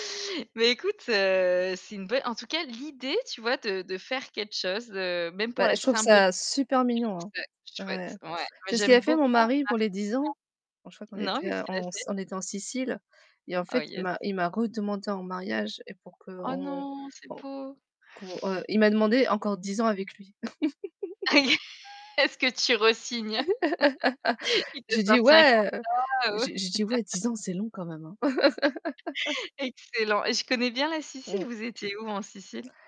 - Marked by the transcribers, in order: static; distorted speech; stressed: "super mignon"; stressed: "non"; laugh; laugh; laugh
- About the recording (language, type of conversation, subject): French, unstructured, As-tu une destination de rêve que tu aimerais visiter un jour ?